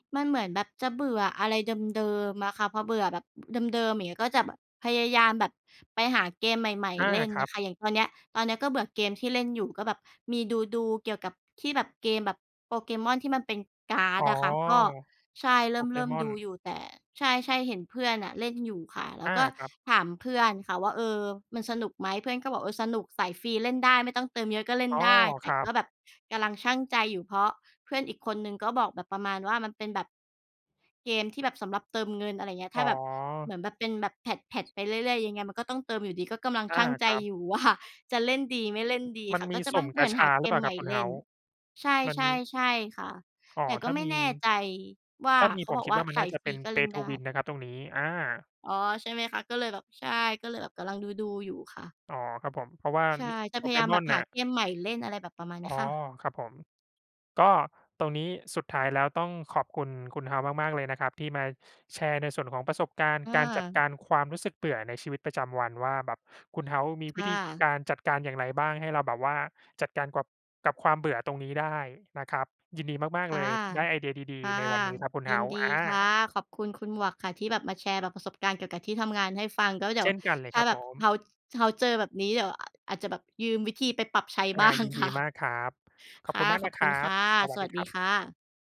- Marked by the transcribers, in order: tapping; other background noise; laughing while speaking: "ว่า"; in English: "Pay to win"; laughing while speaking: "บ้าง"
- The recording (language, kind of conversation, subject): Thai, unstructured, คุณมีวิธีจัดการกับความรู้สึกเบื่อในชีวิตประจำวันอย่างไร?